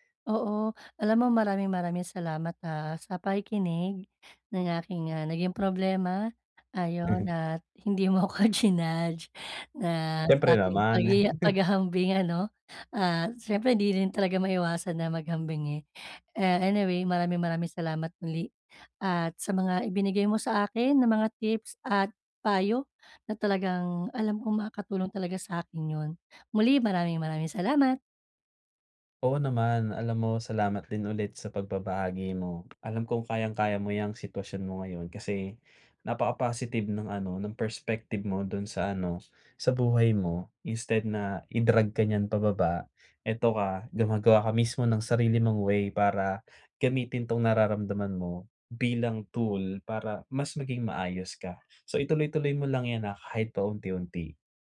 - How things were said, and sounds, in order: chuckle; chuckle; tapping
- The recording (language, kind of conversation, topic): Filipino, advice, Bakit ako laging nag-aalala kapag inihahambing ko ang sarili ko sa iba sa internet?